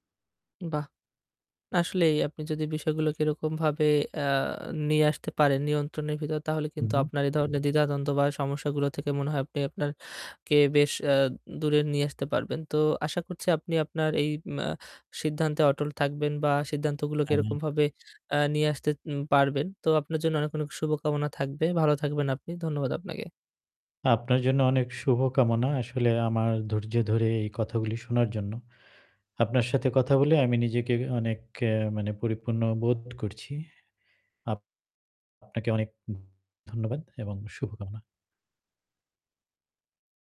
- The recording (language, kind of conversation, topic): Bengali, advice, সোশ্যাল মিডিয়ায় কীভাবে নিজেকে প্রকৃতভাবে প্রকাশ করেও নিরাপদভাবে স্বতন্ত্রতা বজায় রাখতে পারি?
- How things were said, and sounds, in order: distorted speech